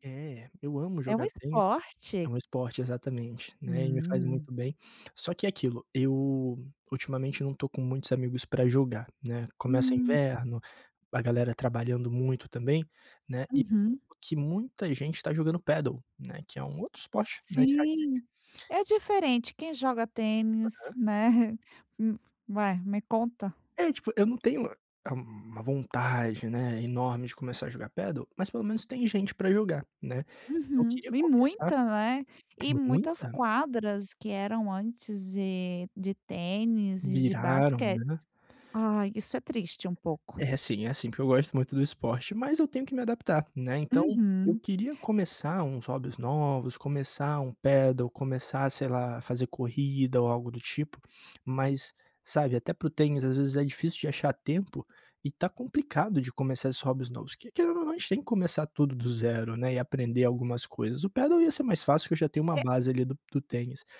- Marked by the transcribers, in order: tapping
- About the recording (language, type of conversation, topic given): Portuguese, advice, Como posso começar um novo hobby sem ficar desmotivado?